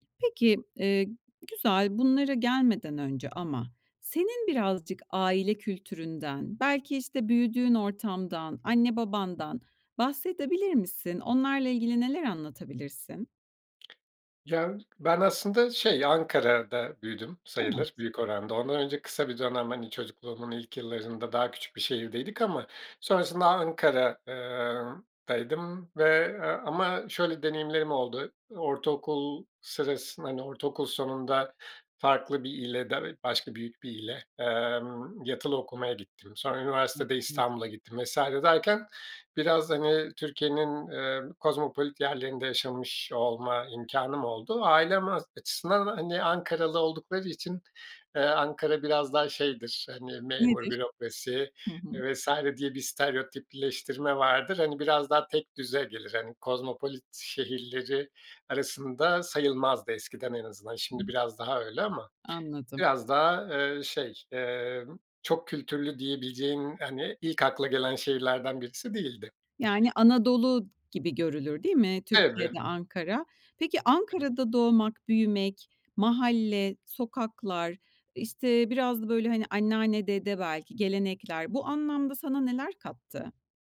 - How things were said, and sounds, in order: other background noise; unintelligible speech
- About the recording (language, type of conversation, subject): Turkish, podcast, Çok kültürlü olmak seni nerede zorladı, nerede güçlendirdi?